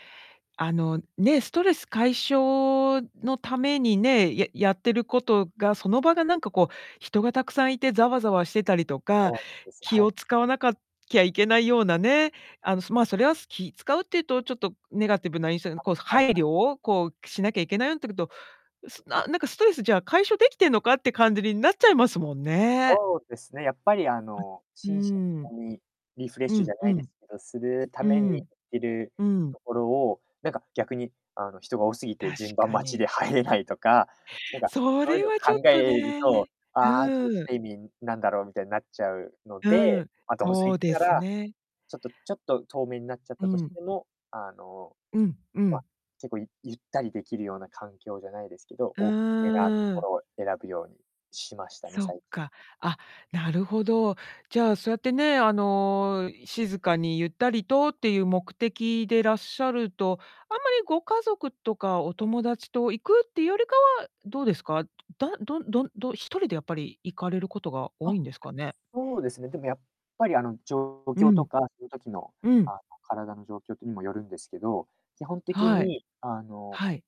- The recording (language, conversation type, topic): Japanese, podcast, 普段、ストレスを解消するために何をしていますか？
- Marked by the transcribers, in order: distorted speech